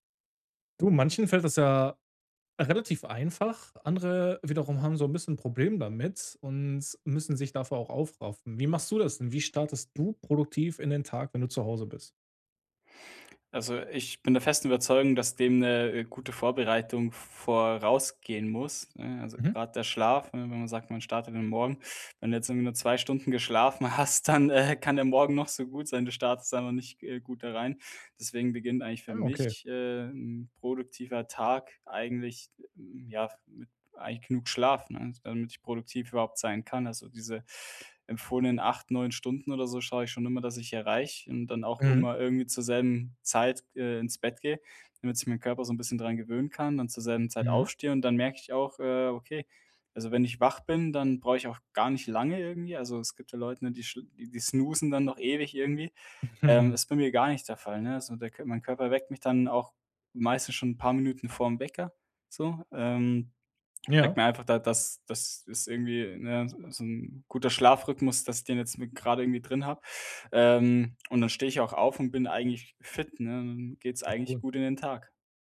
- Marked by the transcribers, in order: laughing while speaking: "hast, dann, äh"; in English: "snoozen"; chuckle
- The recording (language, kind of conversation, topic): German, podcast, Wie startest du zu Hause produktiv in den Tag?